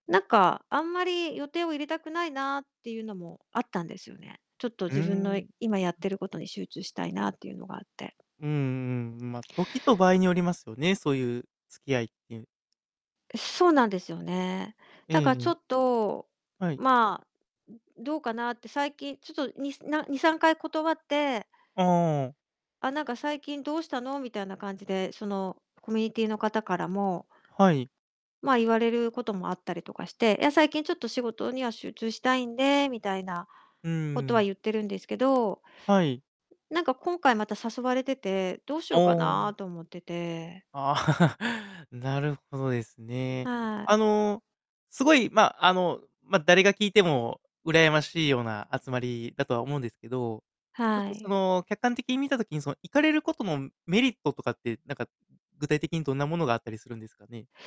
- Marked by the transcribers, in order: distorted speech; chuckle
- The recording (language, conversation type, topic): Japanese, advice, 人付き合いを減らすべきか、それとも関係を続けるべきか迷っているのですが、どう判断すればよいですか？